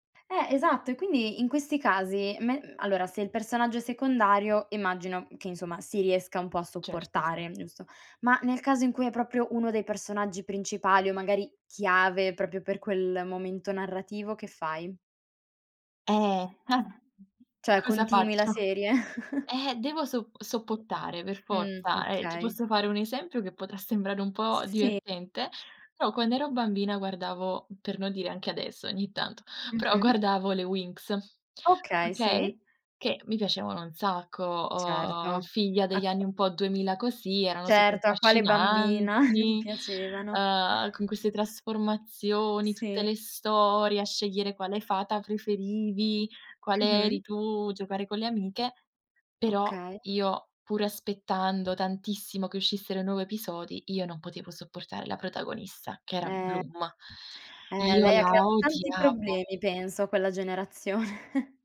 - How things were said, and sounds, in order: chuckle; other background noise; "sopportare" said as "soppottare"; chuckle; background speech; chuckle; chuckle
- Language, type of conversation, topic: Italian, podcast, Che cosa ti fa amare o odiare un personaggio in una serie televisiva?